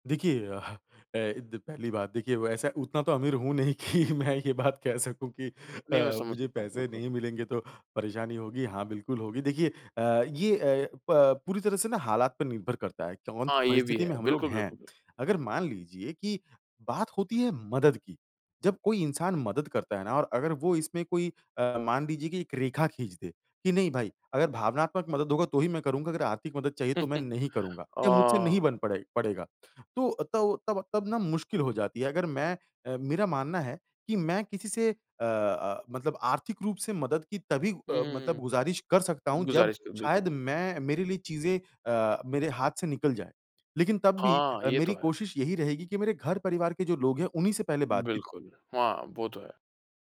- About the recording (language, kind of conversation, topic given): Hindi, podcast, किसी संकट में आपके आसपास वालों ने कैसे साथ दिया?
- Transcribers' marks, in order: laughing while speaking: "हूँ नहीं कि मैं ये बात कह सकूँ कि"; chuckle